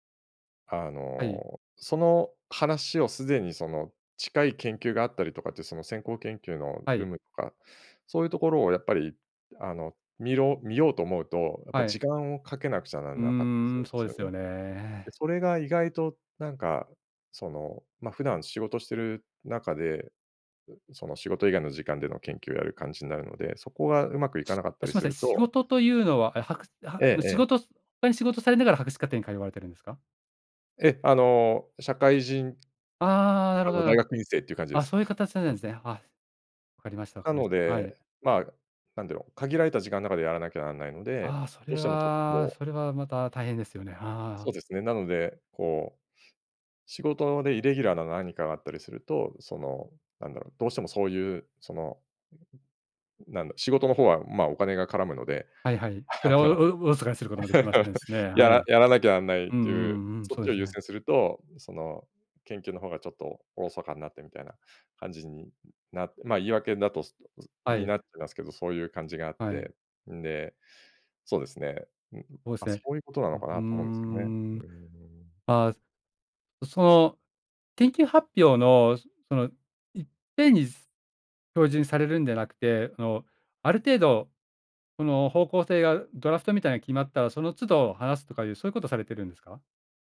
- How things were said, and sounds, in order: other background noise; tapping; unintelligible speech; laughing while speaking: "あの、やら"
- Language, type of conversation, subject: Japanese, advice, 会議や発表で自信を持って自分の意見を表現できないことを改善するにはどうすればよいですか？